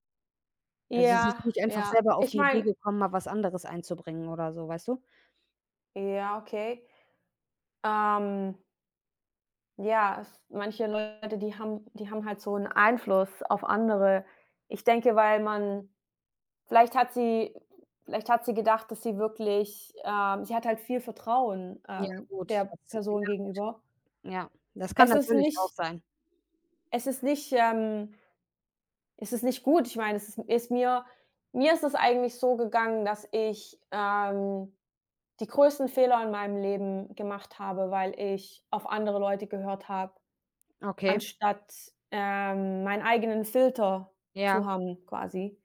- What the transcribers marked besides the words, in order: none
- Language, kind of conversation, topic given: German, unstructured, Wie kann man Vertrauen in einer Beziehung aufbauen?
- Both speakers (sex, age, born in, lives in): female, 30-34, Germany, Germany; female, 30-34, Germany, Germany